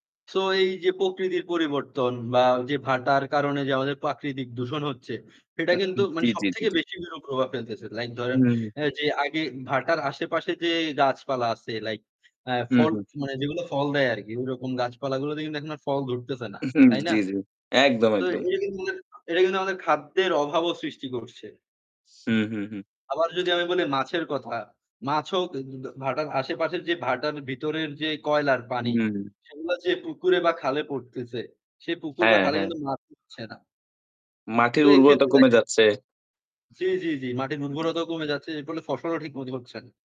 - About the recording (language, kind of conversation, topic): Bengali, unstructured, প্রকৃতির পরিবর্তন আমাদের জীবনে কী প্রভাব ফেলে?
- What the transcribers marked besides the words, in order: "প্রকৃতির" said as "পকৃতির"; "প্রাকৃতিক" said as "পাকৃতিক"; static; unintelligible speech; distorted speech; chuckle; unintelligible speech; tapping; mechanical hum